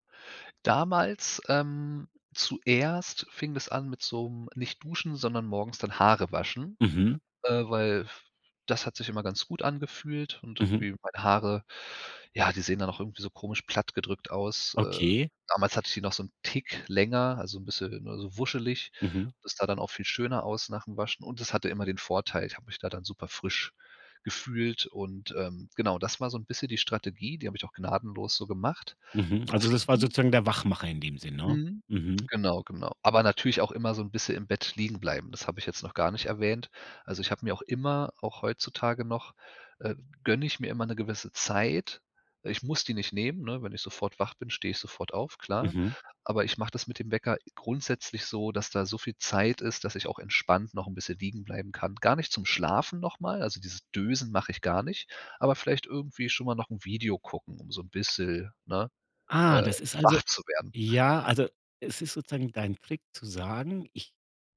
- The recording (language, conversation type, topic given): German, podcast, Was hilft dir, morgens wach und fit zu werden?
- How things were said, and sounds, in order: none